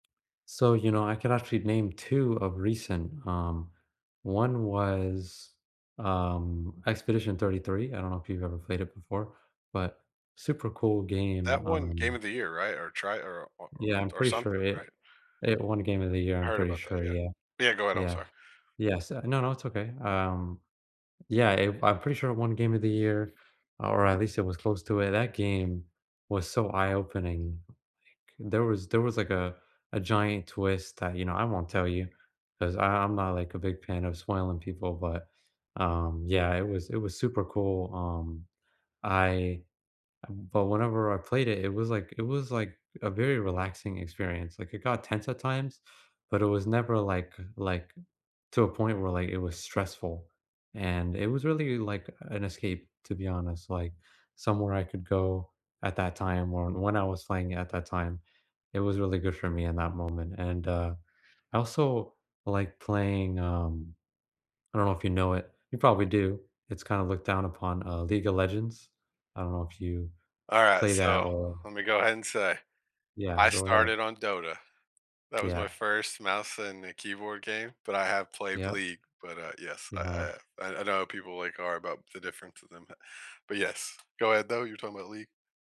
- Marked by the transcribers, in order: tapping
- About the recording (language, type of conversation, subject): English, unstructured, Which video game worlds feel like your favorite escapes, and what about them comforts or inspires you?